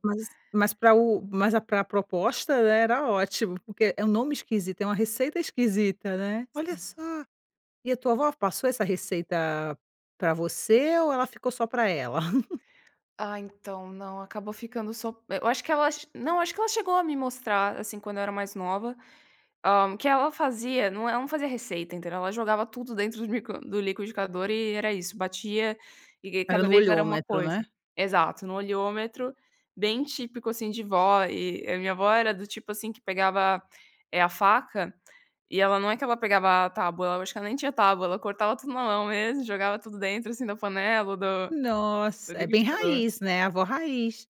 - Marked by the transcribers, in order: chuckle
- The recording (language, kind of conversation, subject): Portuguese, podcast, Tem alguma receita de família que virou ritual?